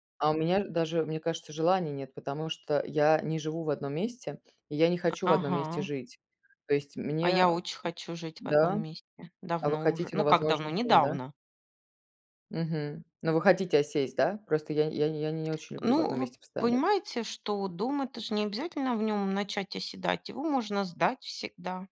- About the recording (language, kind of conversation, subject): Russian, unstructured, Как ты видишь свою жизнь через десять лет?
- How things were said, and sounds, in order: tapping